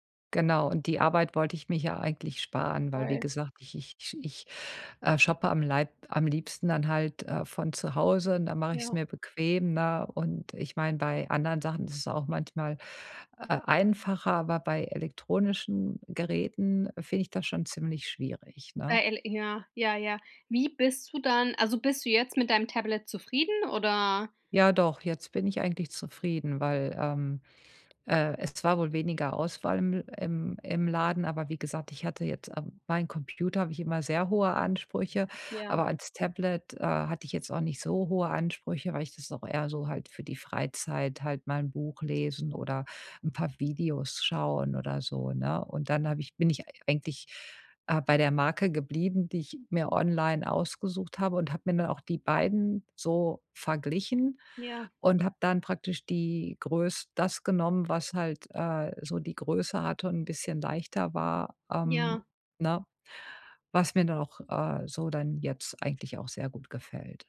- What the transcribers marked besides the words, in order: none
- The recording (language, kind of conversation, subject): German, advice, Wie kann ich Fehlkäufe beim Online- und Ladenkauf vermeiden und besser einkaufen?